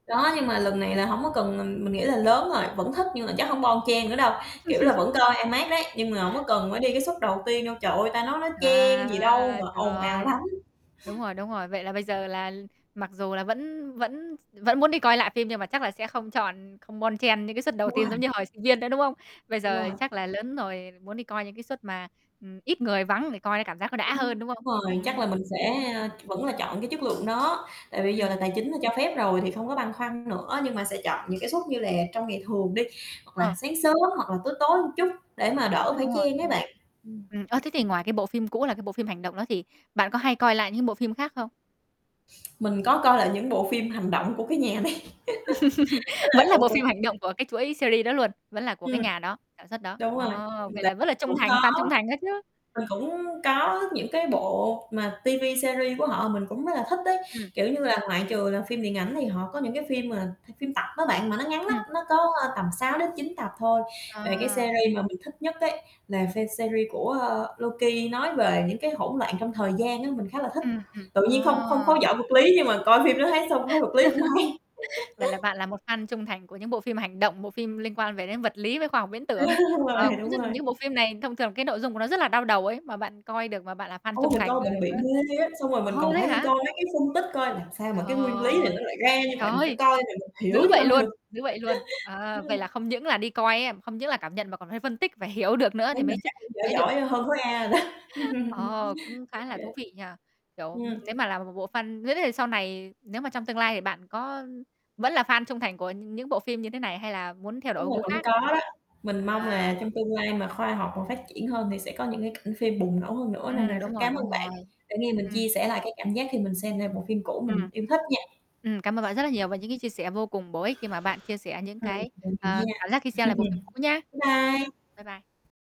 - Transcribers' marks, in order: static; chuckle; distorted speech; other background noise; tapping; chuckle; laughing while speaking: "này"; chuckle; in English: "series"; unintelligible speech; in English: "TV series"; in English: "series"; in English: "series"; chuckle; laughing while speaking: "hay"; chuckle; laughing while speaking: "Á, đúng rồi"; unintelligible speech; unintelligible speech; chuckle; laughing while speaking: "đó"; chuckle; unintelligible speech; chuckle
- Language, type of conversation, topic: Vietnamese, podcast, Bạn cảm thấy thế nào khi xem lại một bộ phim cũ mà mình từng rất yêu thích?